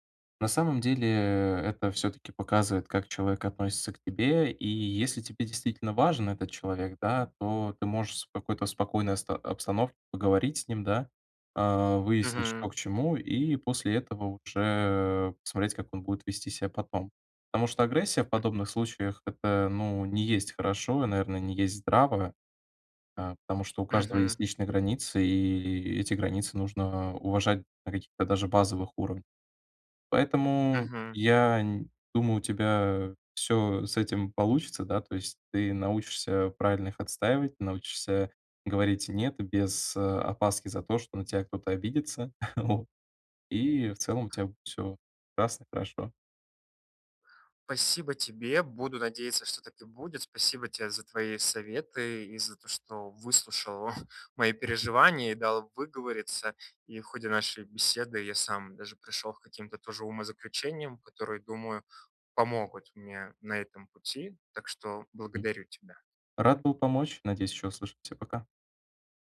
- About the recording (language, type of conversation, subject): Russian, advice, Как научиться говорить «нет», сохраняя отношения и личные границы в группе?
- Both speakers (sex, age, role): male, 20-24, advisor; male, 30-34, user
- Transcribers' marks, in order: other background noise; chuckle; chuckle